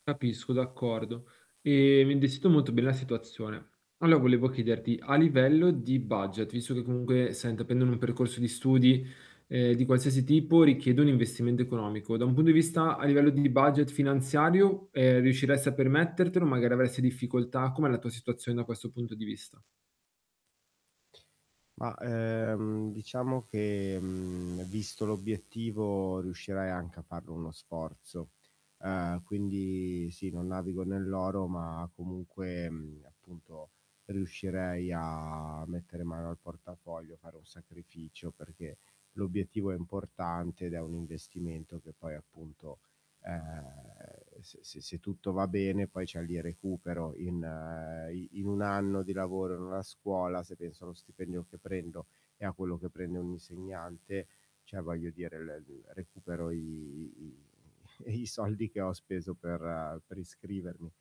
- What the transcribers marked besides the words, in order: unintelligible speech; "investimento" said as "investimendo"; "punto" said as "bunto"; mechanical hum; "cioè" said as "ceh"; "cioè" said as "ceh"; laughing while speaking: "soldi"
- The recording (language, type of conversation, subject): Italian, advice, Perché vuoi tornare a scuola per ottenere una nuova qualifica professionale?